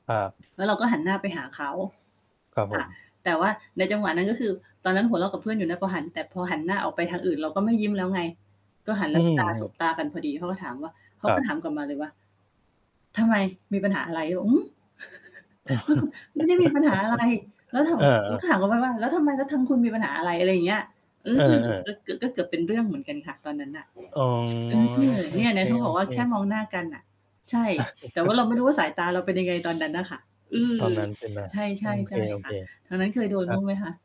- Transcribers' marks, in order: tapping; static; chuckle; laugh; mechanical hum; drawn out: "อ๋อ"; other background noise; chuckle; other noise
- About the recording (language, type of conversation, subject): Thai, unstructured, คุณเคยถูกวิจารณ์เพราะเป็นตัวของตัวเองไหม?